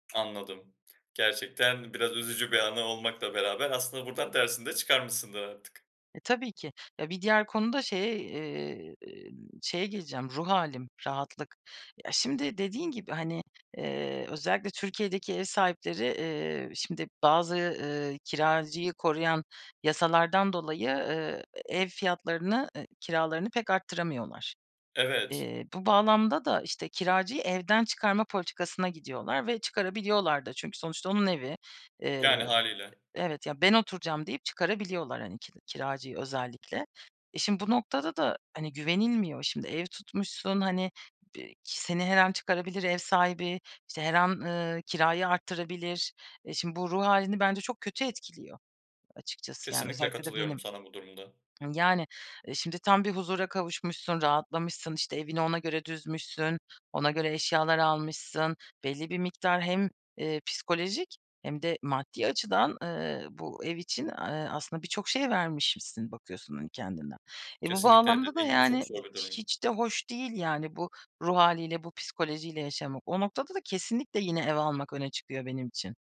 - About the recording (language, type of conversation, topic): Turkish, podcast, Ev almak mı, kiralamak mı daha mantıklı sizce?
- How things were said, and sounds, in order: other background noise